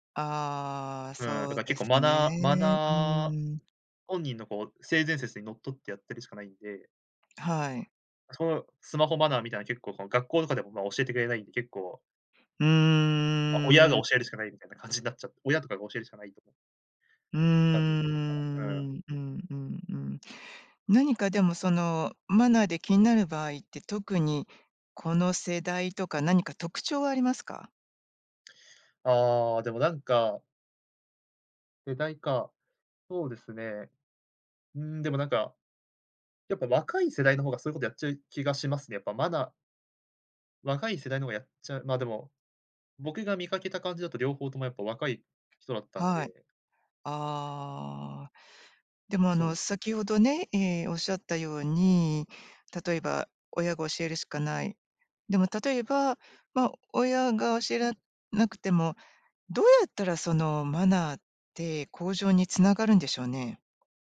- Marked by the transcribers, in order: other background noise; unintelligible speech; "教えられなくても" said as "おしえらなくても"
- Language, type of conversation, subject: Japanese, podcast, 電車内でのスマホの利用マナーで、あなたが気になることは何ですか？